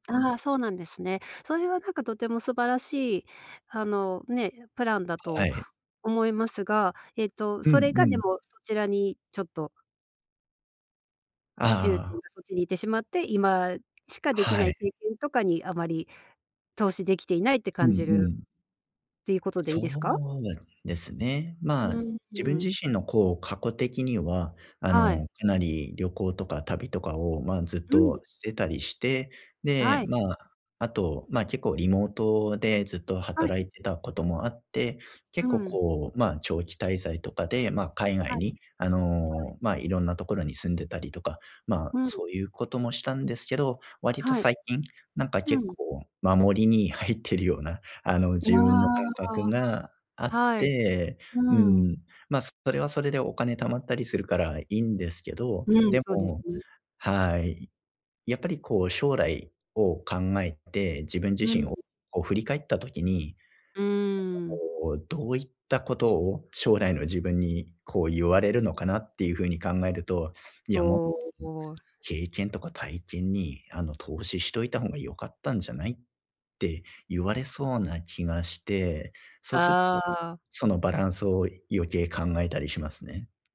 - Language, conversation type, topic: Japanese, advice, 将来の貯蓄と今の消費のバランスをどう取ればよいですか？
- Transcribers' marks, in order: tapping; other background noise